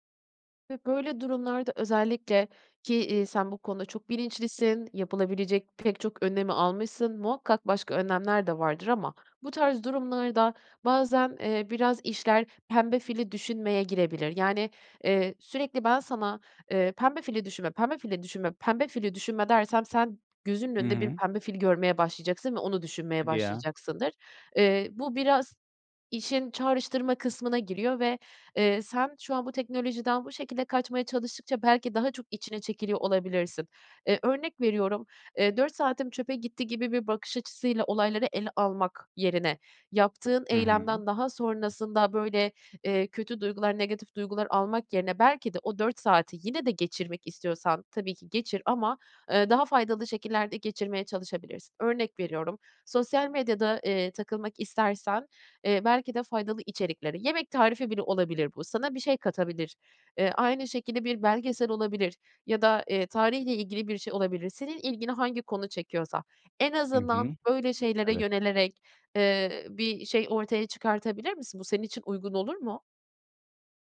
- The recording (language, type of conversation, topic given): Turkish, advice, Evde film izlerken veya müzik dinlerken teknolojinin dikkatimi dağıtmasını nasıl azaltıp daha rahat edebilirim?
- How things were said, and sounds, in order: tapping